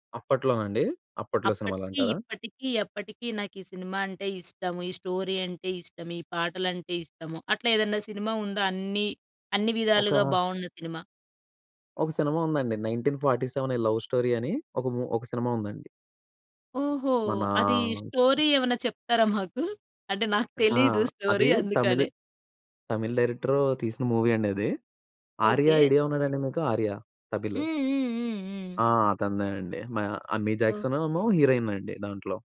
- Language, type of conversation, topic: Telugu, podcast, సినిమాలపై నీ ప్రేమ ఎప్పుడు, ఎలా మొదలైంది?
- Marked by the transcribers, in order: in English: "స్టోరీ"; in English: "స్టోరీ"; giggle; in English: "స్టోరీ"; in English: "మూవీ"; in English: "హీరోయిన్"